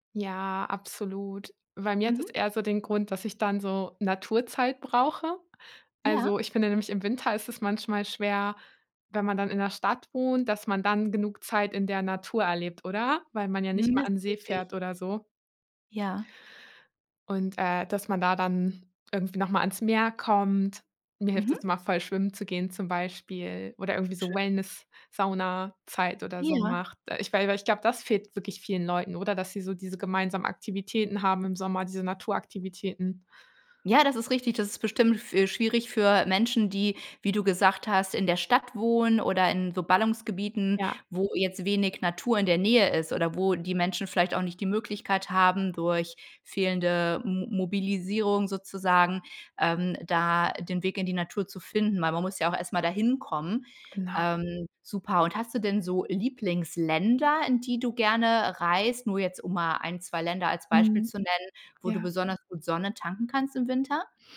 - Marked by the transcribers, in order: none
- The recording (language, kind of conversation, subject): German, podcast, Wie gehst du mit saisonalen Stimmungen um?